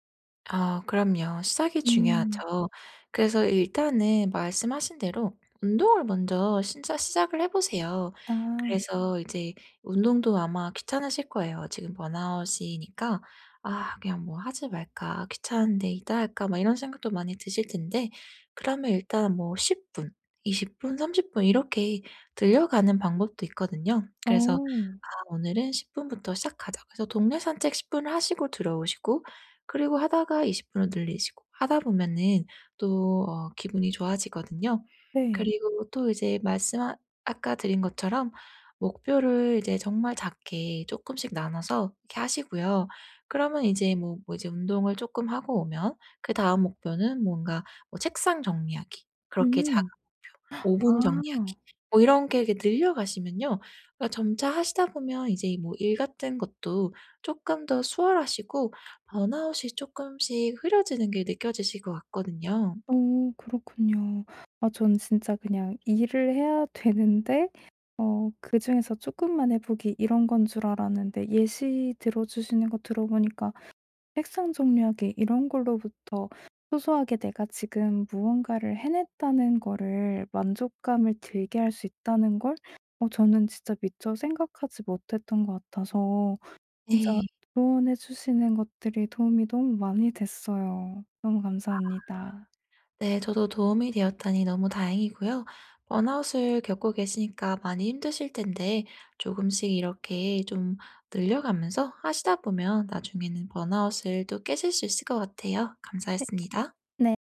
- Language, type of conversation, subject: Korean, advice, 번아웃을 겪는 지금, 현실적인 목표를 세우고 기대치를 조정하려면 어떻게 해야 하나요?
- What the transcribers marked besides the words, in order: "진짜" said as "신짜"; gasp; other background noise; tapping